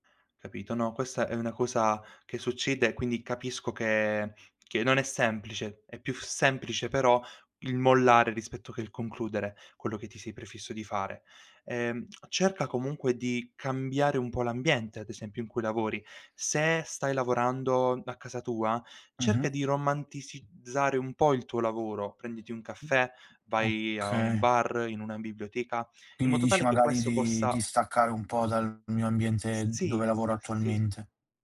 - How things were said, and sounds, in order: other background noise
- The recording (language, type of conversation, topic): Italian, advice, Perché mi capita spesso di avere un blocco creativo senza capirne il motivo?